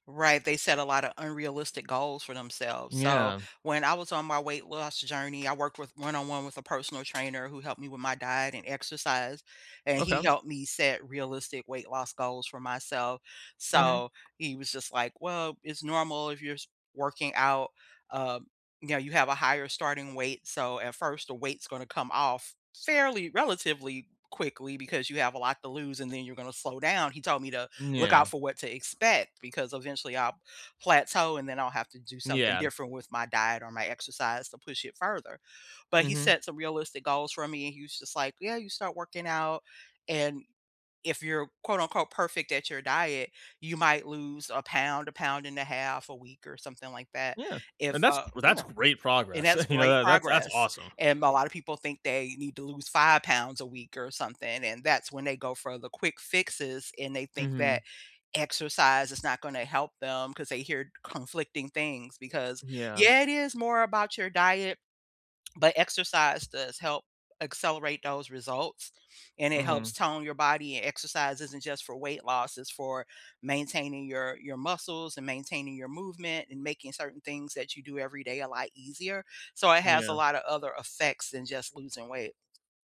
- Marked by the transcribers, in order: other background noise; tapping; laughing while speaking: "uh"
- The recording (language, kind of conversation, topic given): English, unstructured, How can I start exercising when I know it's good for me?